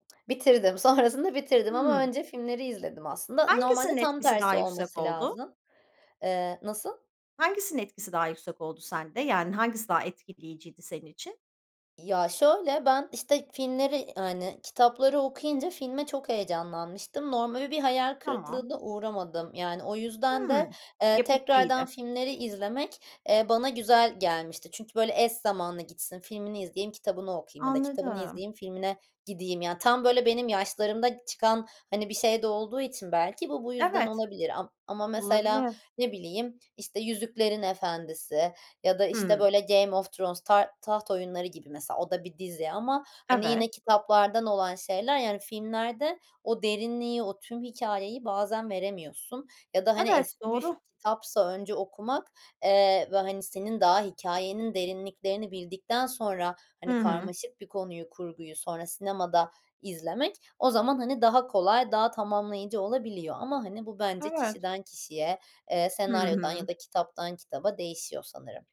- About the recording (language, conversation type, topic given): Turkish, podcast, Unutamadığın en etkileyici sinema deneyimini anlatır mısın?
- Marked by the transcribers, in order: tapping; laughing while speaking: "Sonrasında"; other background noise